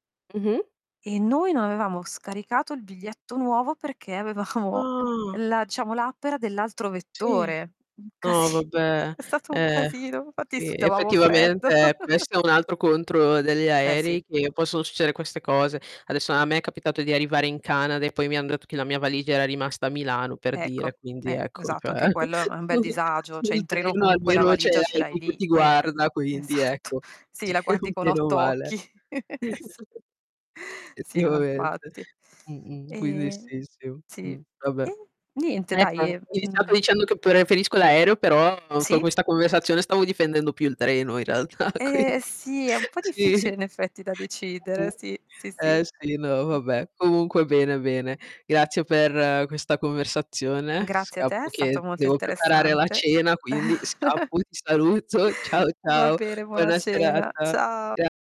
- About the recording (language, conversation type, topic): Italian, unstructured, Quali sono i tuoi pensieri sul viaggiare in treno rispetto all’aereo?
- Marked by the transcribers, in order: drawn out: "Ah"; laughing while speaking: "avevamo"; laughing while speaking: "casi"; giggle; "Cioè" said as "ceh"; chuckle; distorted speech; unintelligible speech; other noise; laughing while speaking: "Sì"; chuckle; drawn out: "E"; static; other background noise; laughing while speaking: "in realtà, quindi"; chuckle